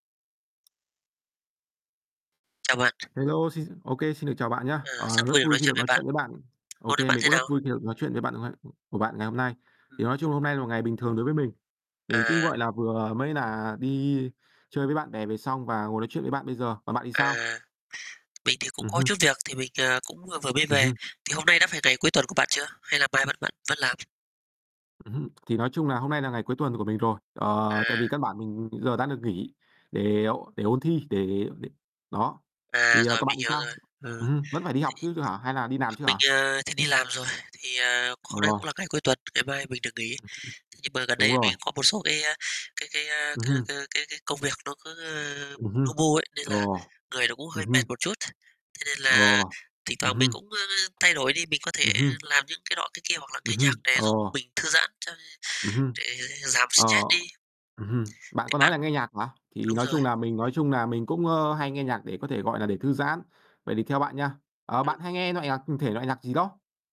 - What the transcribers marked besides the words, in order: other background noise; tapping; "làm" said as "nàm"; "loại" said as "noại"
- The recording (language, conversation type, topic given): Vietnamese, unstructured, Bạn nghĩ vai trò của âm nhạc trong cuộc sống hằng ngày là gì?